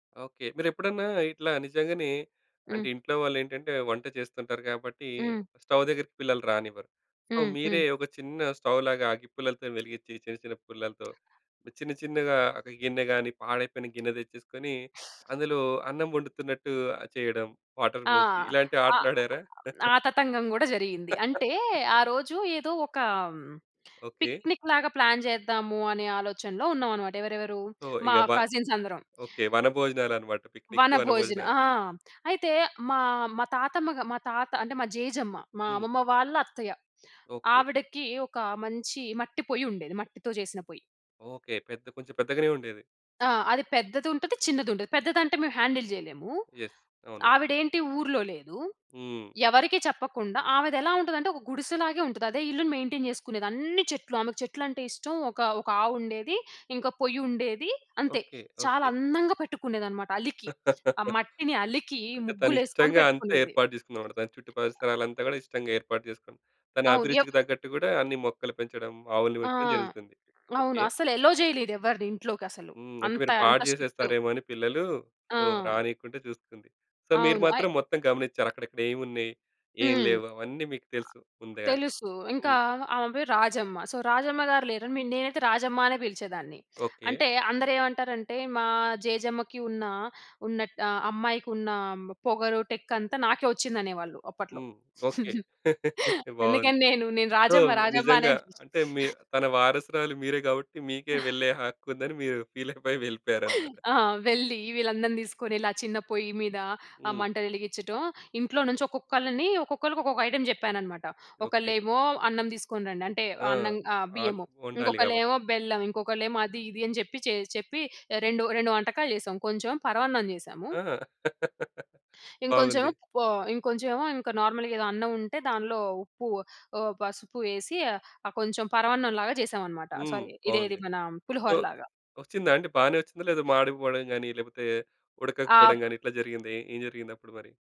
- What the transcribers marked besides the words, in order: in English: "సో"; other noise; chuckle; laugh; in English: "పిక్నిక్"; in English: "ప్లాన్"; in English: "సో"; in English: "కసిన్స్"; in English: "హ్యాండిల్"; in English: "ఎస్"; in English: "మెయింటైన్"; laugh; other background noise; in English: "అలౌ"; in English: "స్ట్రిక్ట్"; in English: "సో"; in English: "సో"; in English: "సో"; in English: "సో"; laugh; giggle; in English: "ఫీల్"; gasp; in English: "ఐటెమ్"; in English: "నార్మల్‌గా"; in English: "సారీ"
- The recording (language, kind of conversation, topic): Telugu, podcast, మీ చిన్నప్పట్లో మీరు ఆడిన ఆటల గురించి వివరంగా చెప్పగలరా?
- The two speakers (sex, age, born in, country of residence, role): female, 25-29, India, India, guest; male, 35-39, India, India, host